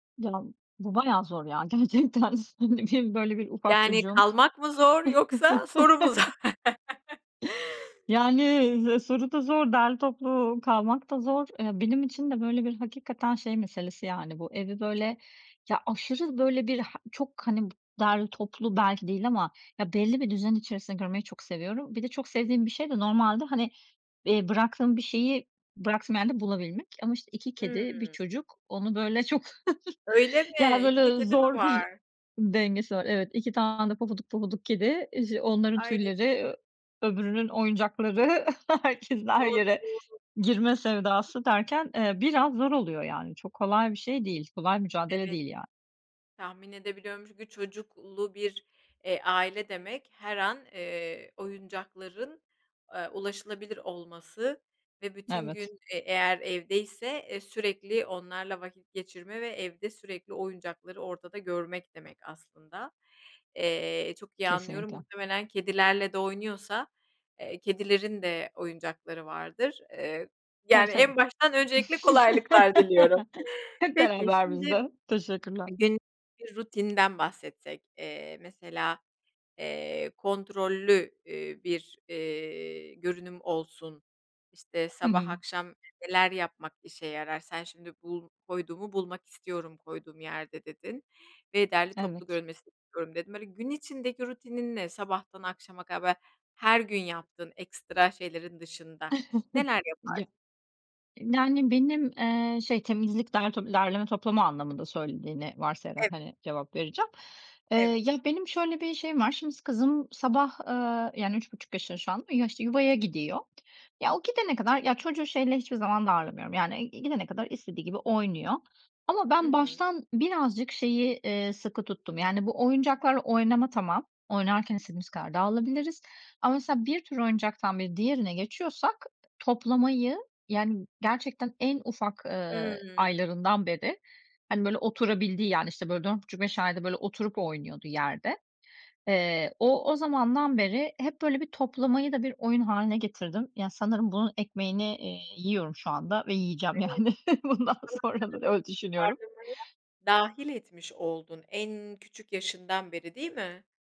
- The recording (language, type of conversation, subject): Turkish, podcast, Çocuklu bir evde derli toplu kalmanın pratik yolları nelerdir?
- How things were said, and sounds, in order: laughing while speaking: "gerçekten, ne diyeyim"; laughing while speaking: "yoksa soru mu zor?"; tapping; chuckle; chuckle; unintelligible speech; unintelligible speech; chuckle; other background noise; laugh; chuckle; unintelligible speech; unintelligible speech; chuckle; laughing while speaking: "Bundan sonra da öyle düşünüyorum"